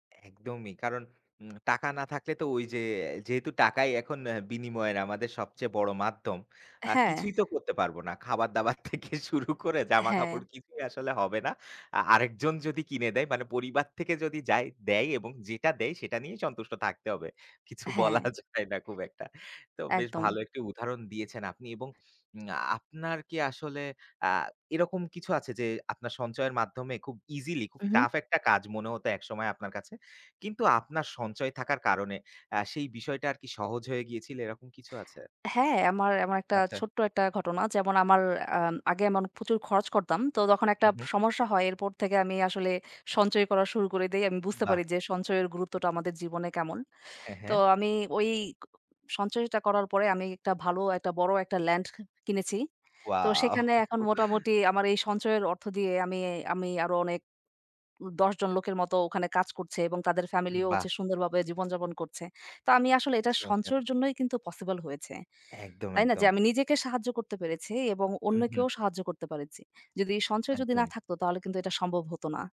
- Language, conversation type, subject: Bengali, unstructured, আপনি কেন মনে করেন টাকা সঞ্চয় করা গুরুত্বপূর্ণ?
- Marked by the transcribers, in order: tapping; laughing while speaking: "থেকে শুরু করে"; laughing while speaking: "কিছু বলা যায় না খুব একটা"; in English: "ল্যান্ড"; chuckle